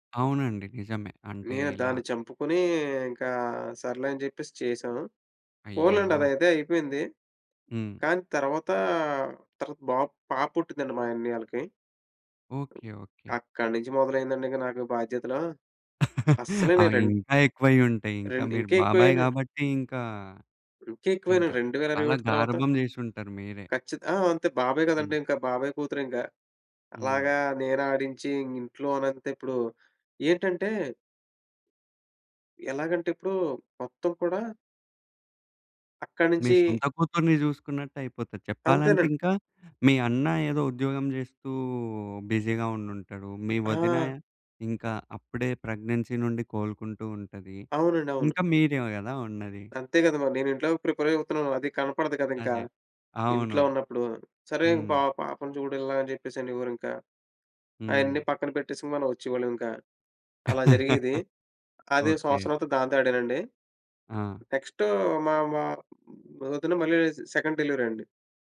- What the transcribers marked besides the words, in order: chuckle; in English: "బిజీగా"; in English: "ప్రెగ్నెన్సీ"; in English: "ప్రిపేర్"; chuckle; in English: "సెకండ్ డెలివరీ"
- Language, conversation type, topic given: Telugu, podcast, కుటుంబ నిరీక్షణలు మీ నిర్ణయాలపై ఎలా ప్రభావం చూపించాయి?